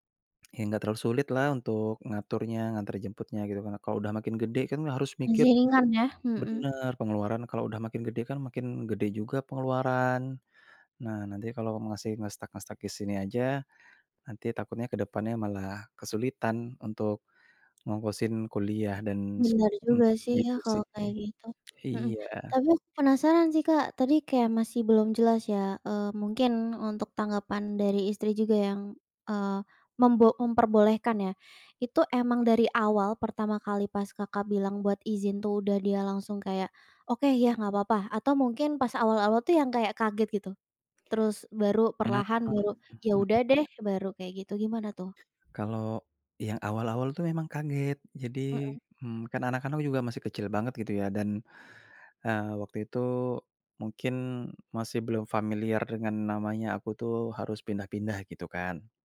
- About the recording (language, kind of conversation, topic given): Indonesian, podcast, Gimana cara kamu menimbang antara hati dan logika?
- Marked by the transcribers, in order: in English: "nge-stuck nge-stuck"